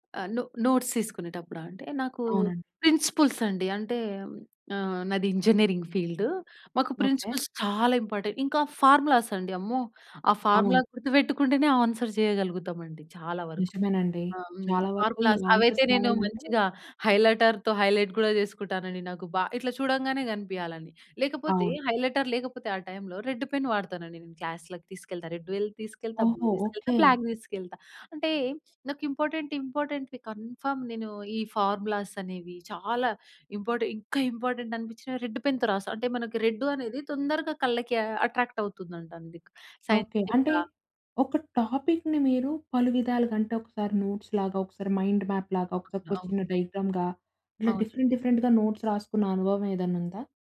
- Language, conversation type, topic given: Telugu, podcast, నోట్స్ తీసుకోవడానికి మీరు సాధారణంగా ఏ విధానం అనుసరిస్తారు?
- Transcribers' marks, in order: in English: "నో నోట్స్"; in English: "ఇంజినీరింగ్"; in English: "ప్రిన్సిపుల్స్"; in English: "ఫార్ములా"; in English: "ఆన్సర్"; in English: "ఫార్ములాస్"; in English: "ఆన్సర్స్"; in English: "హైలైటర్‌తో హైలైట్"; in English: "హైలైటర్"; in English: "పెన్"; in English: "రెడ్"; in English: "బ్లూ"; in English: "బ్లాక్"; in English: "ఇంపార్టెంట్ ఇంపార్టెంట్‌వి కన్ఫర్మ్"; in English: "పెన్‌తో"; in English: "సైంటిఫిక్‌గా"; in English: "టాపిక్‌ని"; in English: "నోట్స్‌లాగా"; in English: "మ్యాప్‌లాగా"; other background noise; in English: "డయాగ్రమ్‌గా"; in English: "డిఫరెంట్ డిఫరెంట్‌గా నోట్స్"